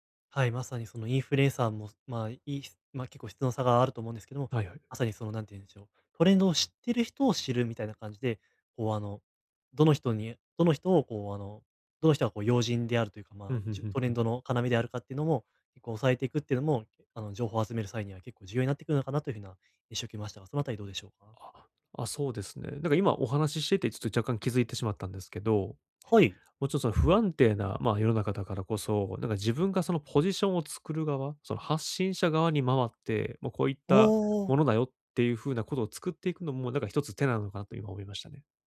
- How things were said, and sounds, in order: none
- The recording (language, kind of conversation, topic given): Japanese, advice, どうすればキャリアの長期目標を明確にできますか？